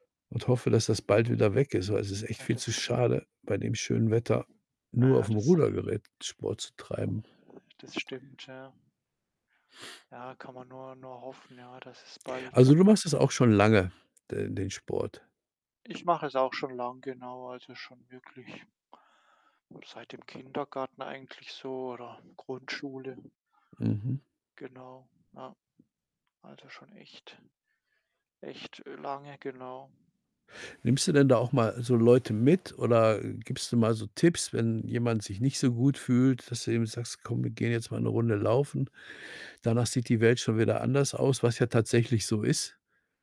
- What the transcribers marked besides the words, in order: wind; other background noise; sniff
- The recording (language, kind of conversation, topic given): German, unstructured, Gibt es eine Aktivität, die dir hilft, Stress abzubauen?